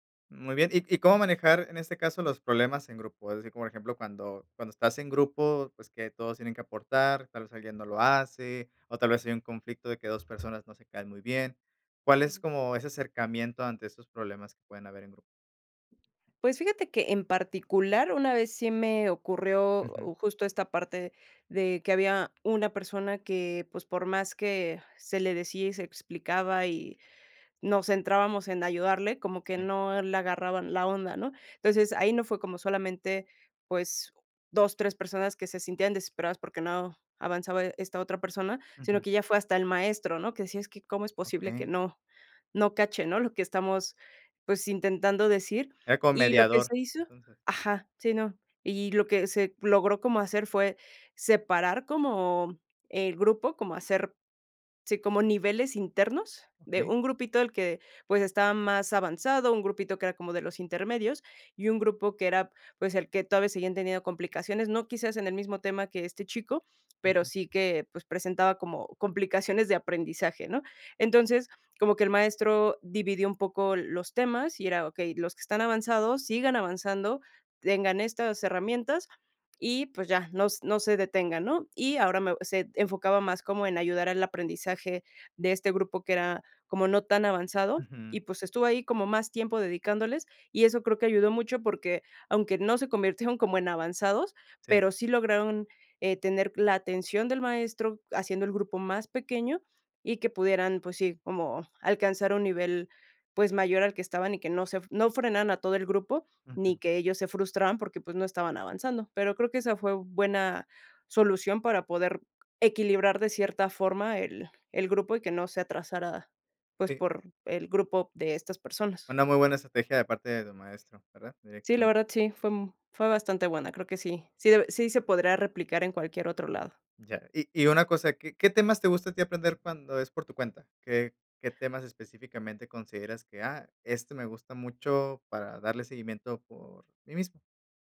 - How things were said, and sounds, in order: tapping; other background noise
- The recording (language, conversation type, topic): Spanish, podcast, ¿Qué opinas de aprender en grupo en comparación con aprender por tu cuenta?